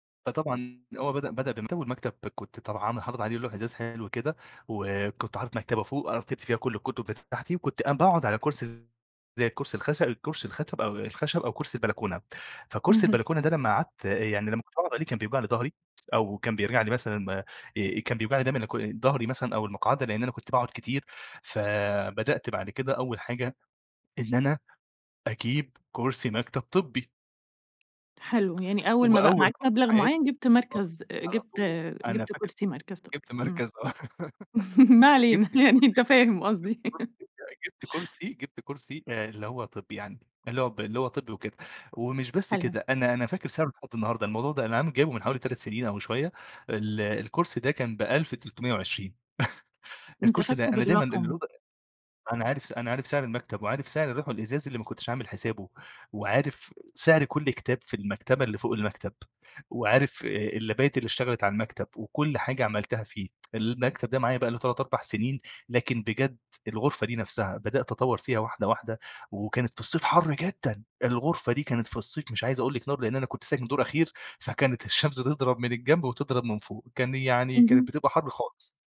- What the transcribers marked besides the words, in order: laughing while speaking: "آه"; laugh; unintelligible speech; laughing while speaking: "ما علينا"; laugh; chuckle; in English: "اللَابات"; tsk
- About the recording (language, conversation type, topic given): Arabic, podcast, إزاي تغيّر شكل قوضتك بسرعة ومن غير ما تصرف كتير؟